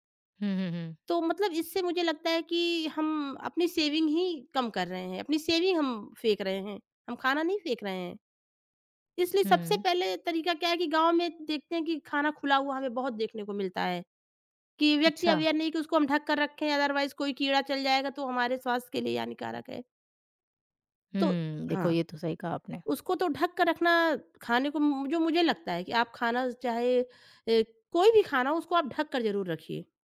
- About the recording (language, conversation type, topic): Hindi, podcast, बचे हुए खाने को आप किस तरह नए व्यंजन में बदलते हैं?
- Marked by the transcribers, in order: in English: "सेविंग"; in English: "सेविंग"; in English: "अवेयर"; in English: "अदरवाइज़"